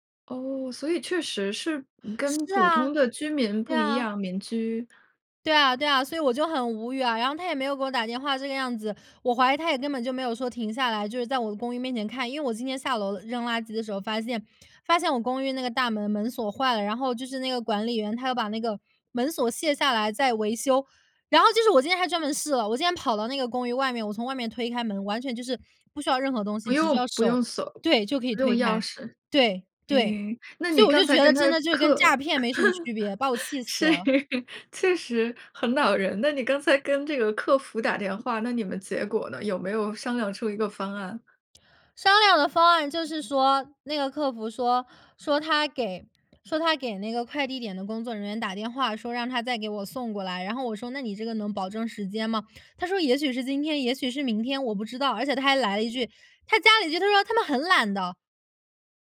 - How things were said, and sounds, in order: tapping; laugh; laughing while speaking: "是，确实很恼人的"
- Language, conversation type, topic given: Chinese, podcast, 你有没有遇到过网络诈骗，你是怎么处理的？